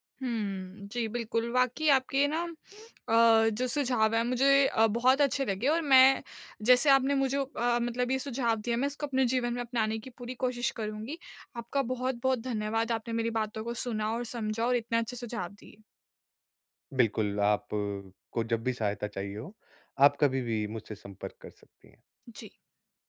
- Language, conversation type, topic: Hindi, advice, पार्टी में मैं अक्सर अकेला/अकेली और अलग-थलग क्यों महसूस करता/करती हूँ?
- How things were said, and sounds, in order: none